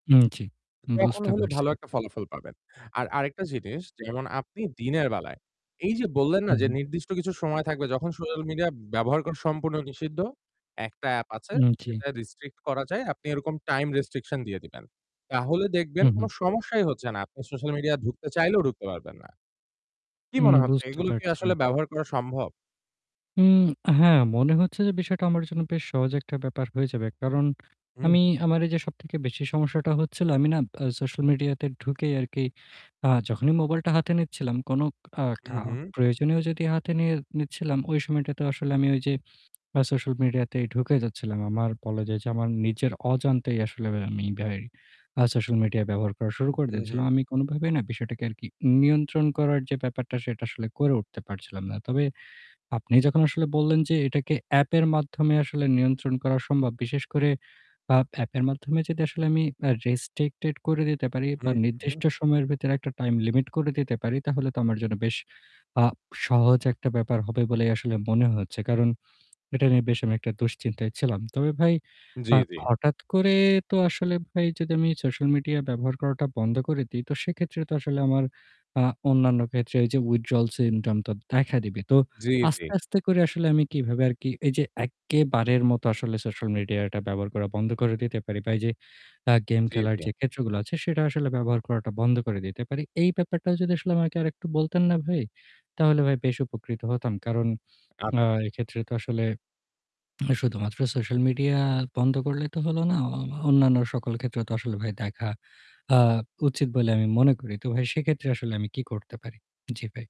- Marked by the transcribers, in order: static; "সোশ্যাল" said as "সোয়াল"; lip smack; in English: "withdrawal syndrome"
- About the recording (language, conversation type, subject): Bengali, advice, আমি কীভাবে ফোন ও অ্যাপের বিভ্রান্তি কমিয়ে মনোযোগ ধরে রাখতে পারি?